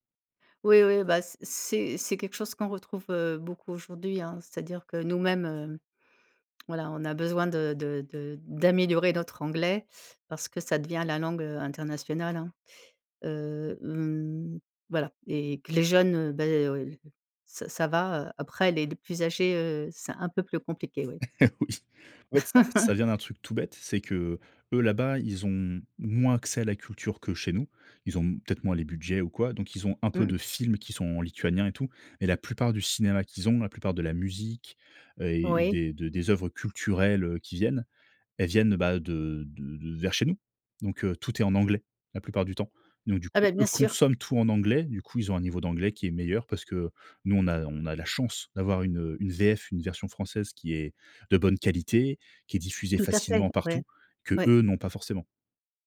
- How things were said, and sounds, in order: other background noise; chuckle; stressed: "films"; tapping
- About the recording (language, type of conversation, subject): French, podcast, Quel plat découvert en voyage raconte une histoire selon toi ?